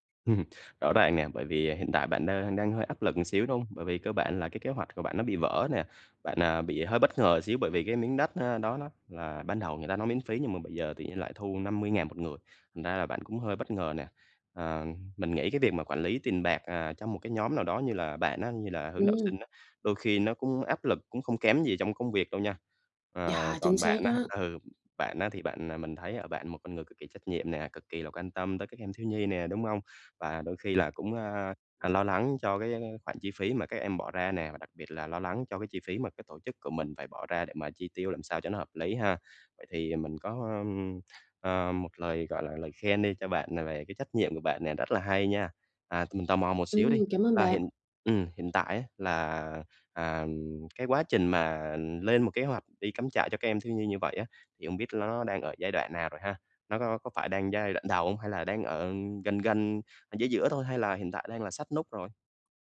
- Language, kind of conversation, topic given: Vietnamese, advice, Làm sao để quản lý chi phí và ngân sách hiệu quả?
- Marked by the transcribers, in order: tapping; other background noise